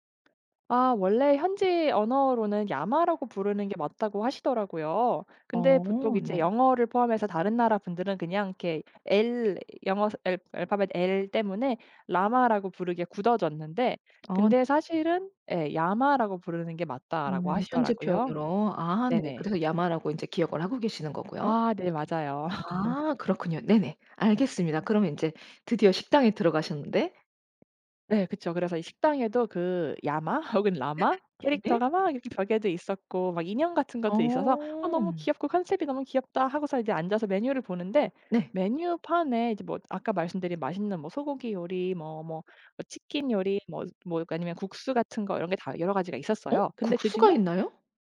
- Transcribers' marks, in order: tapping; other background noise; laugh; unintelligible speech; put-on voice: "아 너무 귀엽고 컨셉이 너무 귀엽다"
- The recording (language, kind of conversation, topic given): Korean, podcast, 여행지에서 먹어본 인상적인 음식은 무엇인가요?